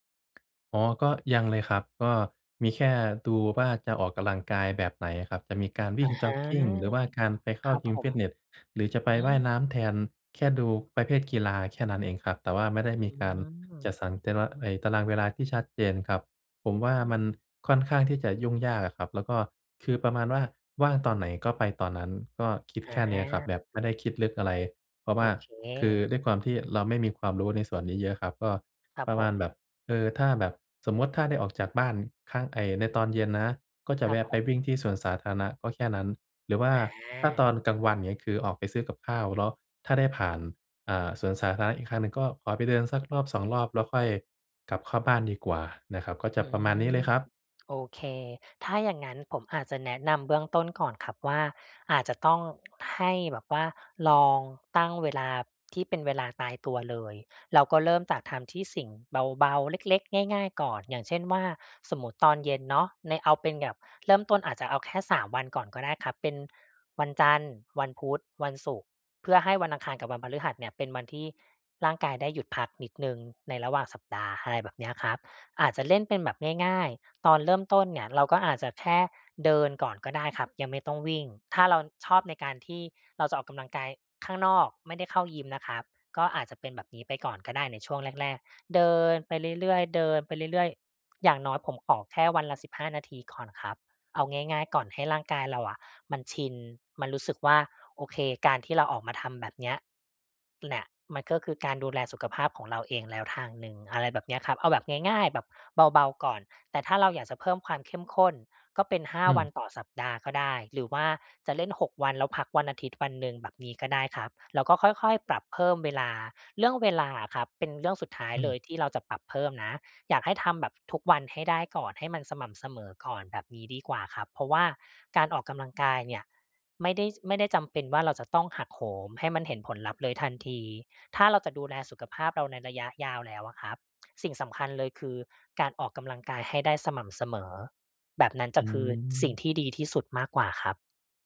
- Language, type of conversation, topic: Thai, advice, ถ้าฉันกลัวที่จะเริ่มออกกำลังกายและไม่รู้จะเริ่มอย่างไร ควรเริ่มแบบไหนดี?
- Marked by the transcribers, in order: tapping; other background noise